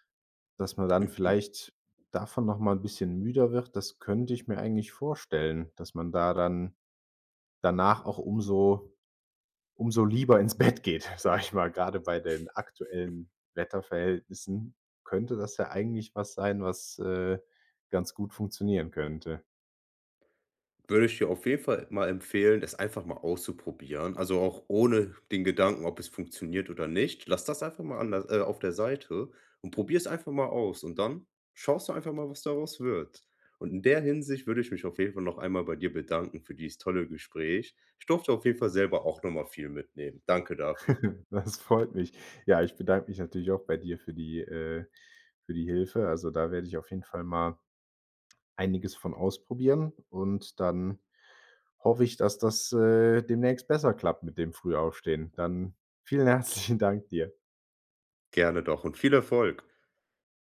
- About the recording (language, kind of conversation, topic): German, advice, Warum fällt es dir schwer, einen regelmäßigen Schlafrhythmus einzuhalten?
- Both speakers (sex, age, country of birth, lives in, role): male, 25-29, Germany, Germany, advisor; male, 25-29, Germany, Germany, user
- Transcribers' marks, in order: laughing while speaking: "Bett geht"; chuckle; chuckle; laughing while speaking: "Das freut mich"; laughing while speaking: "herzlichen"